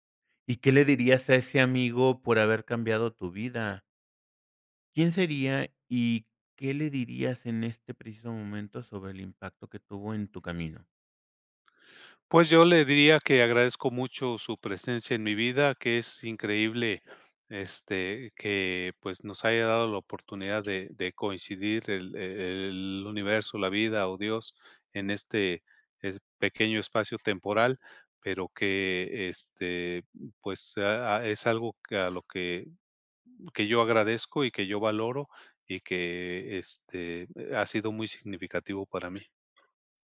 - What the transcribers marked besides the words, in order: tapping; other background noise
- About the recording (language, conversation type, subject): Spanish, podcast, Cuéntame sobre una amistad que cambió tu vida